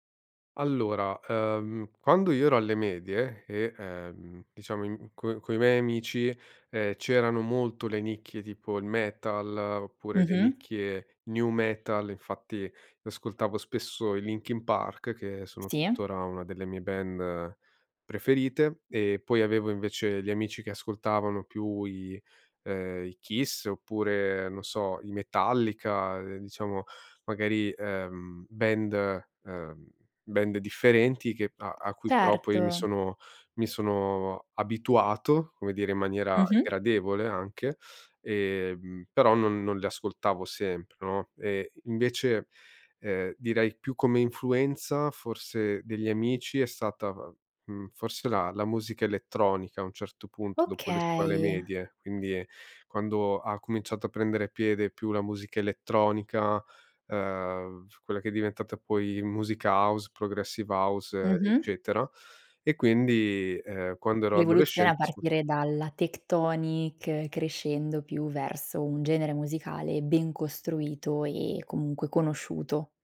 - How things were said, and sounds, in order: "miei" said as "mei"
- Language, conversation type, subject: Italian, podcast, Che ruolo hanno gli amici nelle tue scoperte musicali?
- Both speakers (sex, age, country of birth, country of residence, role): female, 25-29, Italy, France, host; male, 30-34, Italy, Italy, guest